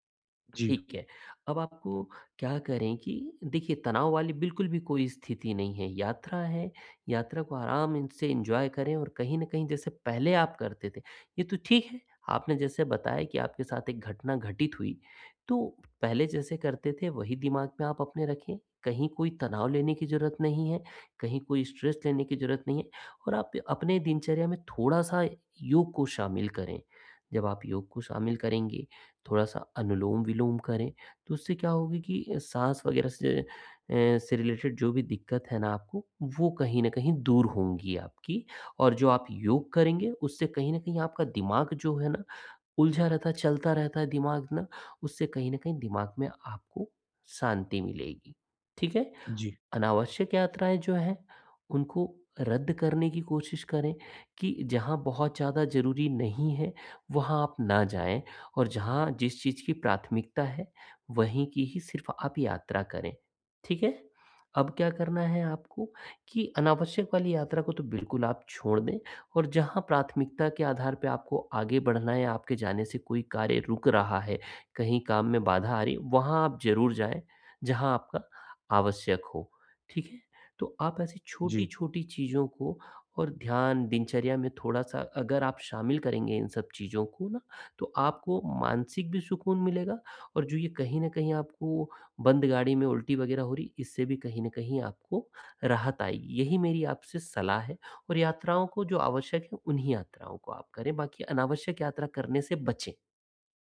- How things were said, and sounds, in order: other background noise; in English: "एन्जॉय"; in English: "स्ट्रेस"; in English: "रिलेटेड"
- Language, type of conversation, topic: Hindi, advice, मैं यात्रा की अनिश्चितता और तनाव को कैसे संभालूँ और यात्रा का आनंद कैसे लूँ?